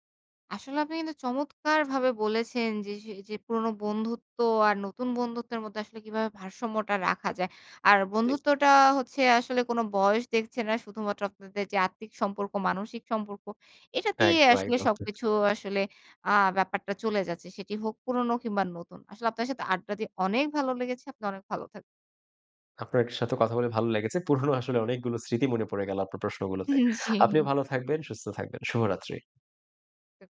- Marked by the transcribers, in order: chuckle; laughing while speaking: "পুরনো আসলে অনেকগুলো স্মৃতি মনে পড়ে গেল আপনার প্রশ্নগুলোতে"; laughing while speaking: "হুম। জি"
- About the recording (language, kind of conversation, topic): Bengali, podcast, পুরনো ও নতুন বন্ধুত্বের মধ্যে ভারসাম্য রাখার উপায়